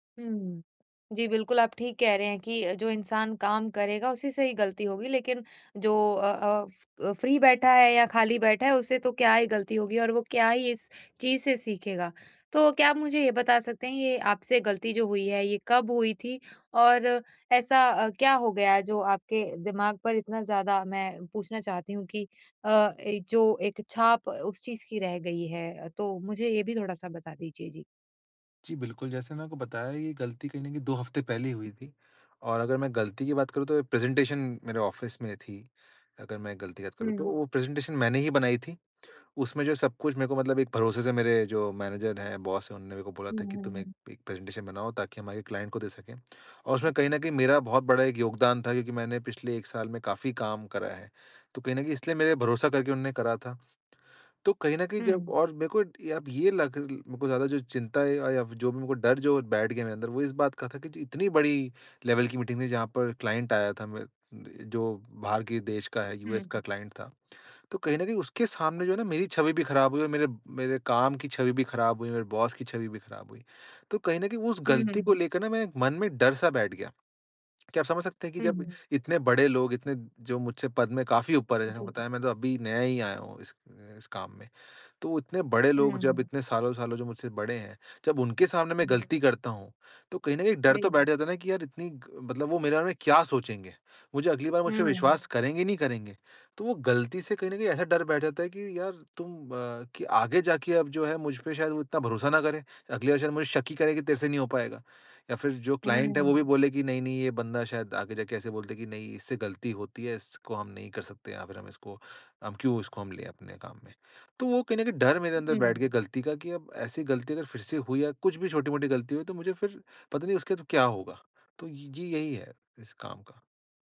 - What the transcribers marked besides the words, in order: in English: "फ्री"; in English: "प्रेजेंटेशन"; in English: "ऑफ़िस"; in English: "प्रेजेंटेशन"; in English: "मैनेजर"; in English: "बॉस"; in English: "प्रेजेंटेशन"; in English: "क्लाइंट"; in English: "लेवल"; in English: "क्लाइंट"; in English: "क्लाइंट"; in English: "बॉस"; in English: "क्लाइंट"
- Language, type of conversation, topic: Hindi, advice, गलती के बाद बिना टूटे फिर से संतुलन कैसे बनाऊँ?